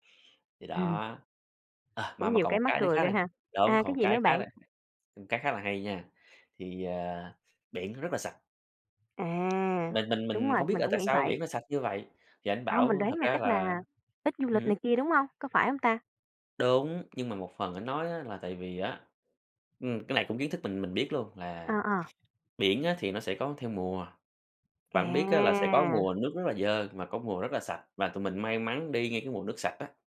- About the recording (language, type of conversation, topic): Vietnamese, podcast, Chuyến du lịch nào khiến bạn nhớ mãi không quên?
- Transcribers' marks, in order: tapping